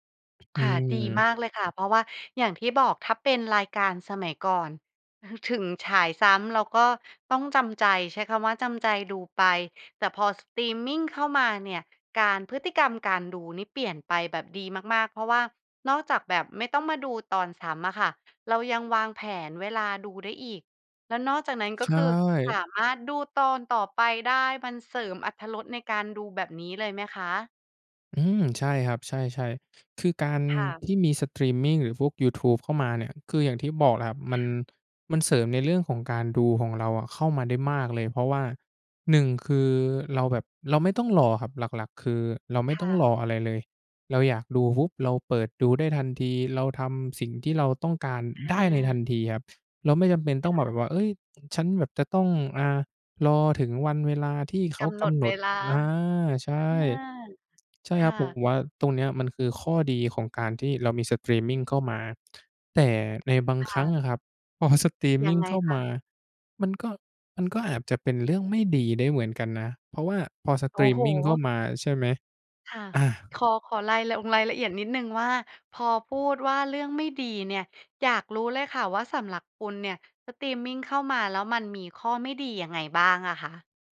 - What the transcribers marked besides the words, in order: tapping; laughing while speaking: "พอ"
- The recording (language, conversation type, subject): Thai, podcast, สตรีมมิ่งเปลี่ยนพฤติกรรมการดูทีวีของคนไทยไปอย่างไรบ้าง?